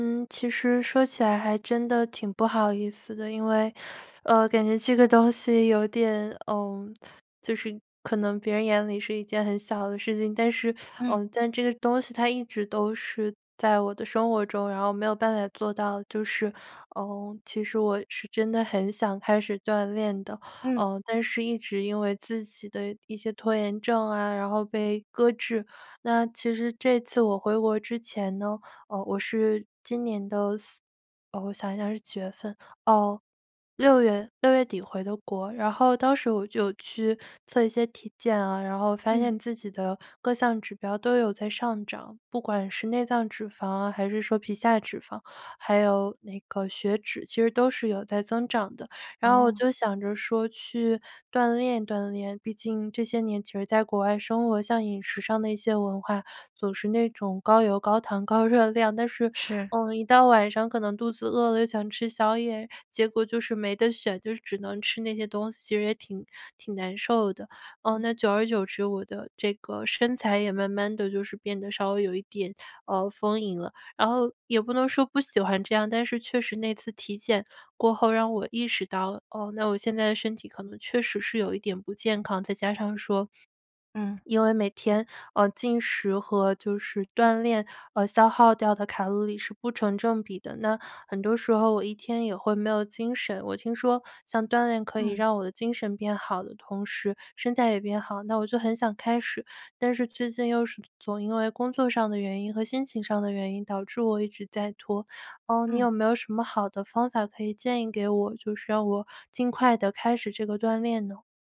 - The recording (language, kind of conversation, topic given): Chinese, advice, 你想开始锻炼却总是拖延、找借口，该怎么办？
- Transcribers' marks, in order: teeth sucking; teeth sucking; swallow